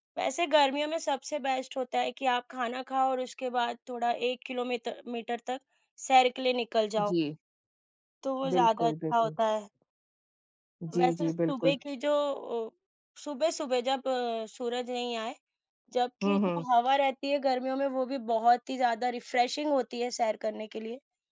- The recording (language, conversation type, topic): Hindi, unstructured, सुबह की सैर या शाम की सैर में से आपके लिए कौन सा समय बेहतर है?
- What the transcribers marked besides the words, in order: in English: "बेस्ट"; in English: "रिफ्रेशिंग"